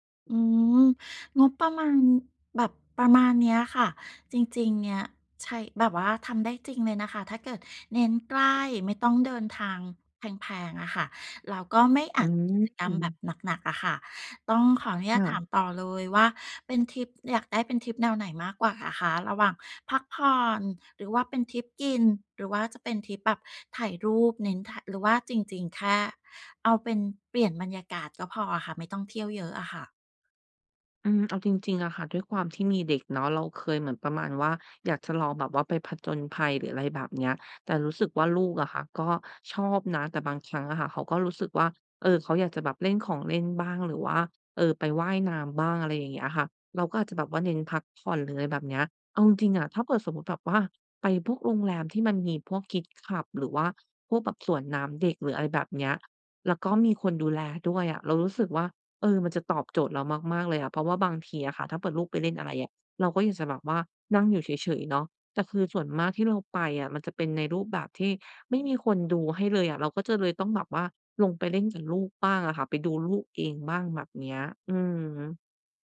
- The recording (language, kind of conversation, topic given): Thai, advice, จะวางแผนวันหยุดให้คุ้มค่าในงบจำกัดได้อย่างไร?
- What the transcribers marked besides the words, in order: in English: "คิดคลับ"